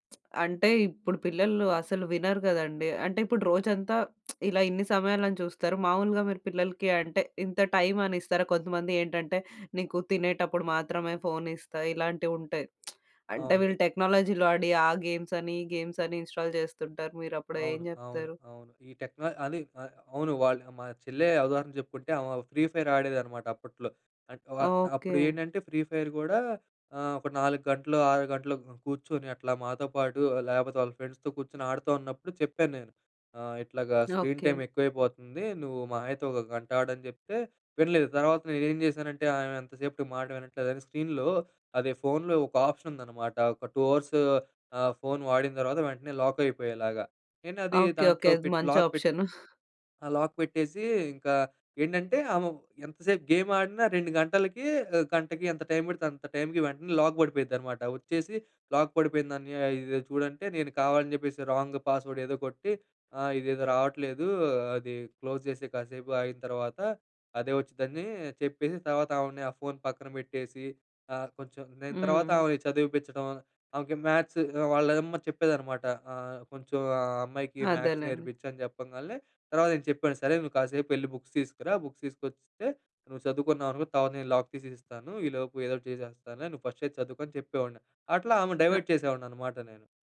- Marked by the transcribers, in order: lip smack; lip smack; lip smack; in English: "టెక్నాలజీలో"; in English: "ఇన్‌స్టాల్"; in English: "ఫ్రీ ఫైర్"; in English: "ఫ్రీ ఫైర్"; in English: "ఫ్రెండ్స్‌తో"; in English: "స్క్రీన్ టైమ్"; in English: "స్క్రీన్‌లో"; in English: "ఆప్షన్"; in English: "టూ అవర్స్"; in English: "లాక్"; in English: "లాక్"; in English: "ఆప్షన్"; chuckle; in English: "లాక్"; in English: "గేమ్"; in English: "లాక్"; in English: "లాక్"; in English: "రాంగ్ పాస్ వర్డ్"; in English: "క్లోజ్"; in English: "మ్యాథ్స్"; in English: "మ్యాథ్స్"; in English: "బుక్స్"; in English: "బుక్స్"; in English: "లాక్"; in English: "ఫస్ట్"; in English: "డైవర్ట్"
- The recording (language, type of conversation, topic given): Telugu, podcast, పిల్లల టెక్నాలజీ వినియోగాన్ని మీరు ఎలా పరిమితం చేస్తారు?